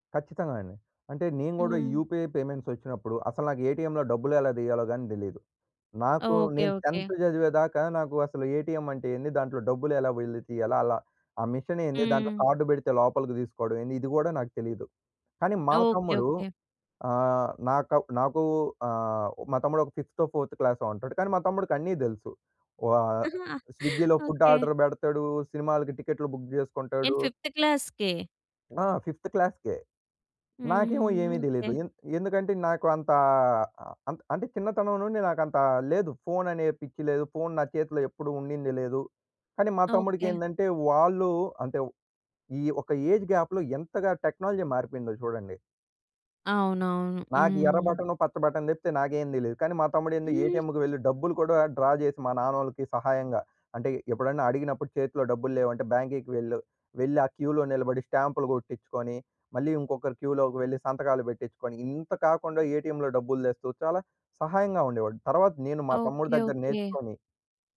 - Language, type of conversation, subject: Telugu, podcast, మీరు మొదట టెక్నాలజీని ఎందుకు వ్యతిరేకించారు, తర్వాత దాన్ని ఎలా స్వీకరించి ఉపయోగించడం ప్రారంభించారు?
- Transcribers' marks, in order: in English: "యూపీఐ పేమెంట్స్"; in English: "ఏటీఎంలో"; in English: "టెన్త్"; in English: "ఏటీఎం"; in English: "మిషన్"; in English: "కార్డ్"; in English: "ఫిఫ్తో ఫోర్త్ క్లాసో"; chuckle; in English: "స్విగ్గీలో ఫుడ్ ఆర్డర్"; in English: "టికెట్లు బుక్"; in English: "ఫిఫ్త్ క్లాస్‌కే ?"; in English: "ఫిఫ్త్ క్లాస్‌కే"; in English: "ఏజ్ గ్యాప్‍లో"; in English: "టెక్నాలజీ"; in English: "బటన్"; giggle; in English: "ఏటీఎంకి"; in English: "డ్రా"; in English: "క్యూలో"; in English: "క్యూలోకి"; in English: "ఏటీఎంలో"